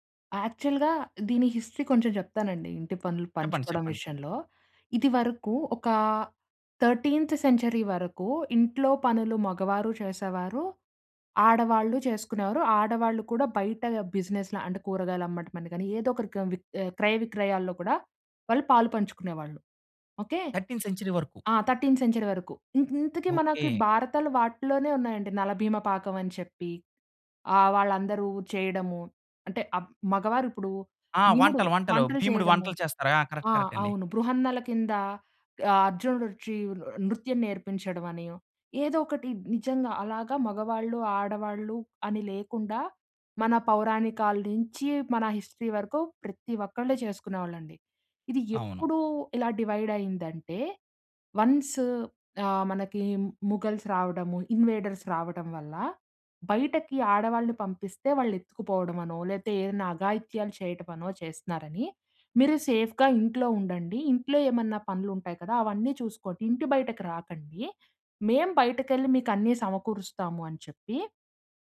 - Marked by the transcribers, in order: in English: "యాక్చువల్‌గా"; in English: "హిస్టరీ"; other background noise; in English: "థర్టీన్త్ సెంచరీ"; in English: "బిజినెస్‌ల"; in English: "థర్టీన్త్ సెంచరీ"; in English: "థర్టీన్త్ సెంచరీ"; in English: "కరెక్ట్ కరెక్ట్"; in English: "హిస్టరీ"; in English: "డివైడ్"; in English: "వన్స్"; in English: "ముఘల్స్"; in English: "ఇన్‌వేడర్స్"; in English: "సేఫ్‌గా"
- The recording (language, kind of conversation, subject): Telugu, podcast, మీ ఇంట్లో ఇంటిపనులు ఎలా పంచుకుంటారు?